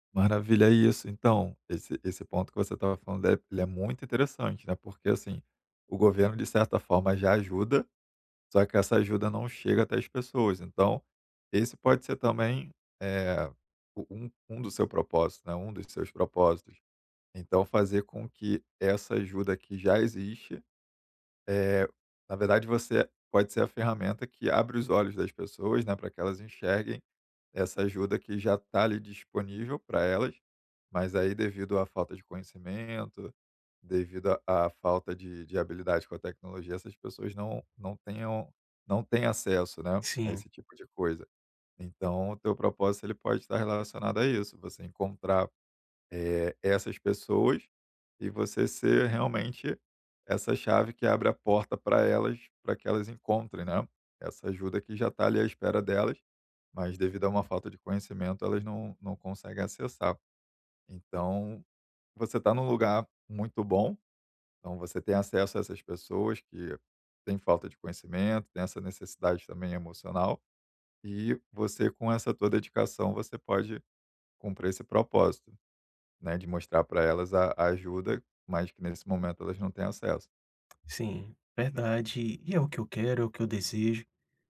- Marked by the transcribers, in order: tapping; other background noise
- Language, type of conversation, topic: Portuguese, advice, Como posso encontrar propósito ao ajudar minha comunidade por meio do voluntariado?